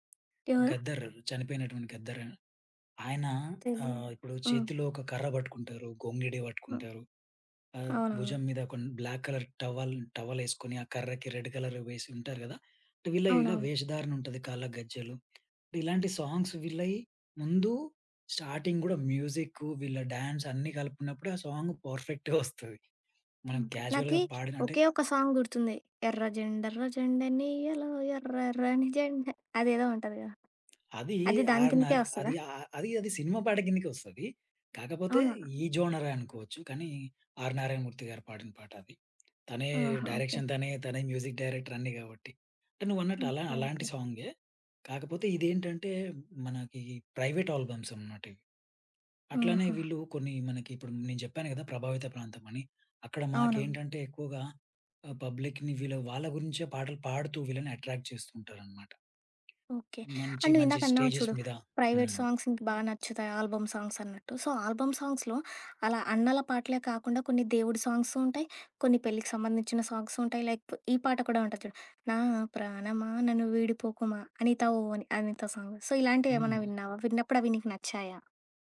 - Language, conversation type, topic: Telugu, podcast, ఏ సంగీతం వింటే మీరు ప్రపంచాన్ని మర్చిపోతారు?
- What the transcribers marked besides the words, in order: other background noise; in English: "బ్లాక్ కలర్ టవల్"; in English: "రెడ్ కలర్"; tapping; in English: "సాంగ్స్"; in English: "స్టార్టింగ్"; in English: "డ్యాన్స్"; in English: "సాంగ్ పర్‌ఫె‌క్ట్‌గా"; chuckle; in English: "క్యాజువల్‌గా"; in English: "సాంగ్"; singing: "ఎర్రజెండ ఎర్రజెండెన్నియ్యలో ఎర్రర్రని జెండ"; in English: "డైరెక్షన్"; in English: "మ్యూజిక్ డైరెక్టర్"; in English: "ప్రైవేట్ ఆల్బమ్స్"; in English: "పబ్లిక్‌ని"; in English: "అట్రాక్ట్"; in English: "అండ్"; in English: "స్టేజెస్"; in English: "ప్రైవేట్ సాంగ్స్"; in English: "ఆల్బమ్ సాంగ్స్"; in English: "సో ఆల్బమ్ సాంగ్స్‌లో"; in English: "లైక్"; in English: "సాంగ్. సో"